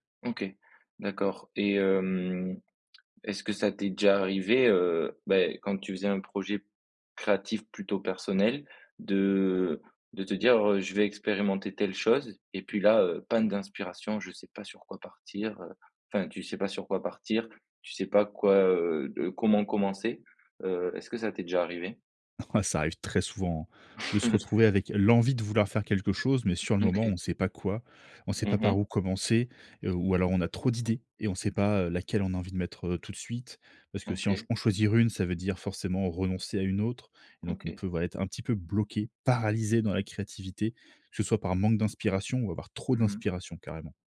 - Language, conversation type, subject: French, podcast, Processus d’exploration au démarrage d’un nouveau projet créatif
- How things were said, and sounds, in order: laughing while speaking: "Ouais"; chuckle; other background noise; tapping